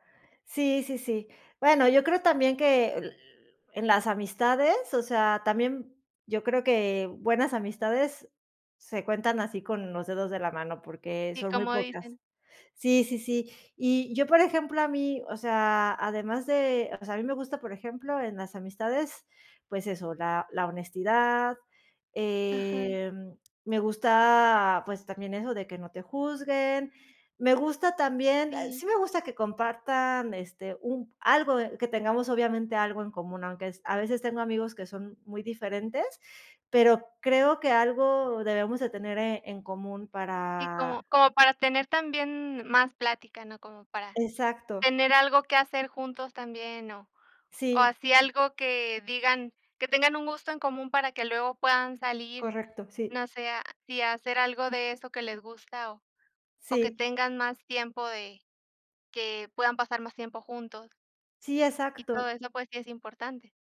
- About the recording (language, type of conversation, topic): Spanish, unstructured, ¿Cuáles son las cualidades que buscas en un buen amigo?
- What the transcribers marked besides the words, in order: other background noise; tapping